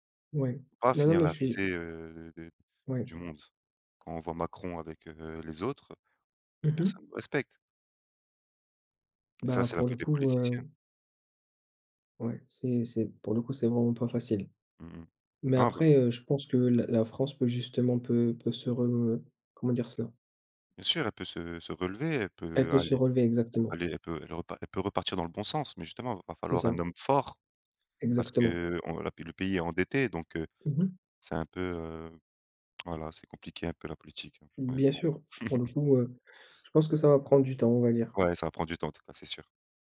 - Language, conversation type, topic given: French, unstructured, Que penses-tu de la transparence des responsables politiques aujourd’hui ?
- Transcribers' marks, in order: other background noise; drawn out: "re"; stressed: "fort"; chuckle